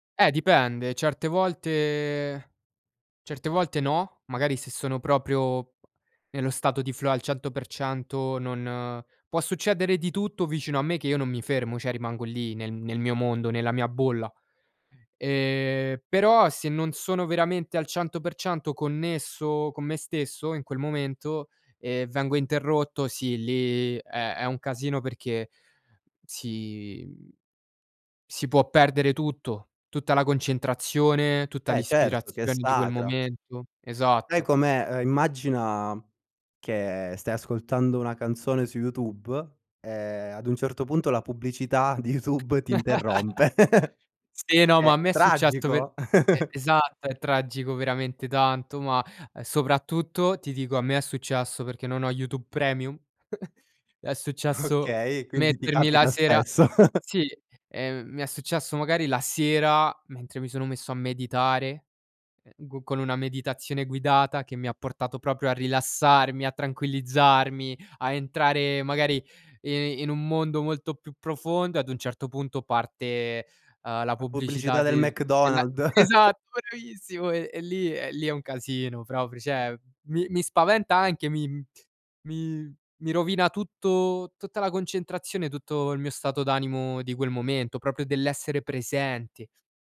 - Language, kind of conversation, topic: Italian, podcast, Cosa fai per entrare in uno stato di flow?
- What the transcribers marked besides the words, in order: in English: "flow"; other background noise; laugh; chuckle; chuckle; laughing while speaking: "Okay quindi ti capita spesso"; chuckle; joyful: "bellissimo"; chuckle